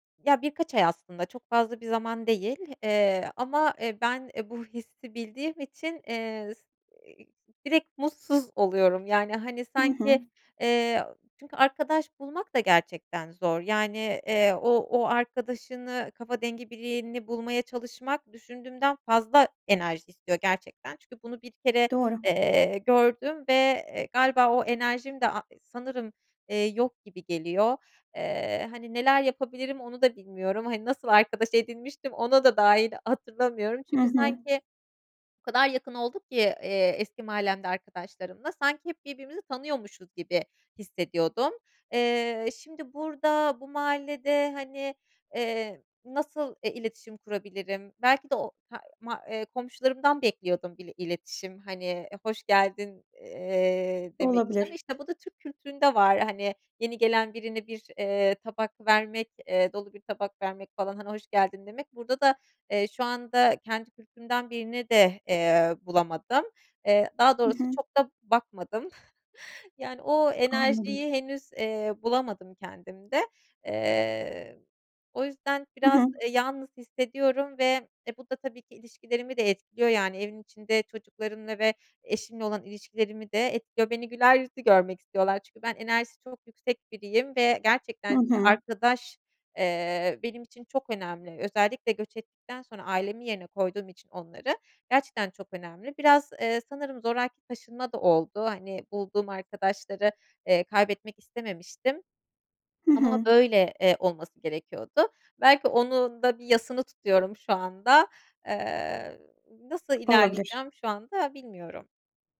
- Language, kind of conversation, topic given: Turkish, advice, Taşındıktan sonra yalnızlıkla başa çıkıp yeni arkadaşları nasıl bulabilirim?
- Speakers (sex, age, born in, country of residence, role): female, 30-34, Turkey, Germany, user; female, 40-44, Turkey, Malta, advisor
- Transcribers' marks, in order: other background noise; other noise; "birini" said as "biriyini"; swallow; chuckle; tapping